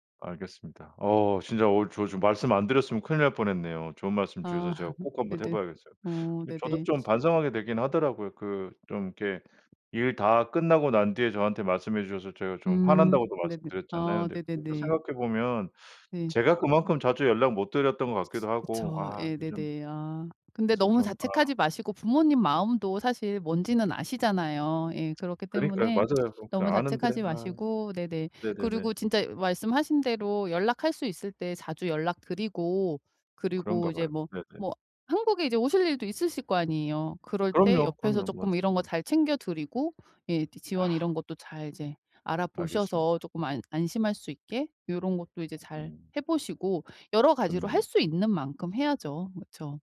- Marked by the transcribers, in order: laugh; other background noise; tapping
- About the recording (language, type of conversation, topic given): Korean, advice, 부모님의 건강이 악화되면서 돌봄 책임이 어떻게 될지 불확실한데, 어떻게 대비해야 할까요?